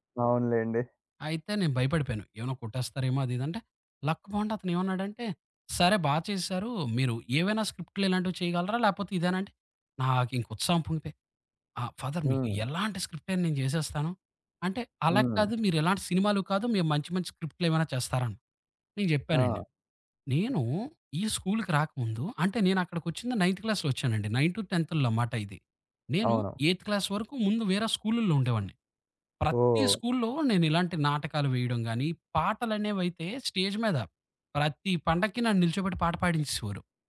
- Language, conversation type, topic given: Telugu, podcast, మీ తొలి స్మార్ట్‌ఫోన్ మీ జీవితాన్ని ఎలా మార్చింది?
- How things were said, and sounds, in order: in English: "లక్"; in English: "ఫాదర్"; in English: "స్క్రిప్ట్"; in English: "నైన్త్ క్లాస్‌లో"; in English: "ఎయిత్ క్లాస్"; in English: "స్టేజ్"